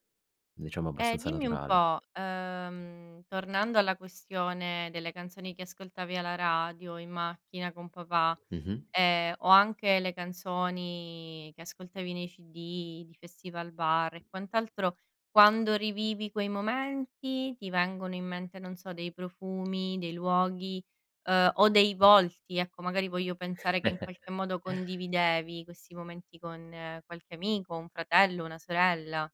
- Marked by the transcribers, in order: drawn out: "ehm"; other background noise; tapping; other noise; chuckle
- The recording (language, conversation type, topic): Italian, podcast, Qual è una canzone che ti riporta subito all’infanzia?